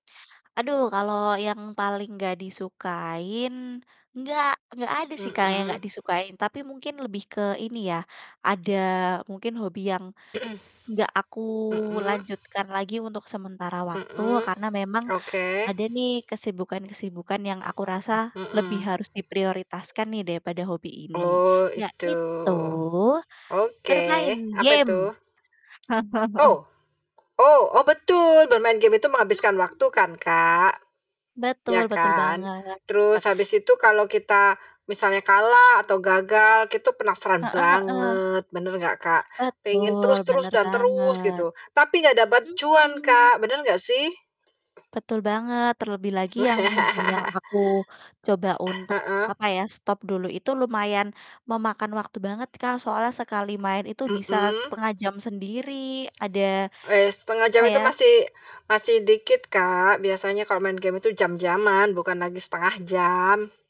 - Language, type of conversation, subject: Indonesian, unstructured, Mengapa beberapa hobi bisa membuat orang merasa frustrasi?
- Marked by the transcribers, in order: other background noise; throat clearing; throat clearing; tapping; drawn out: "yaitu"; chuckle; distorted speech; "itu" said as "kitu"; stressed: "banget"; chuckle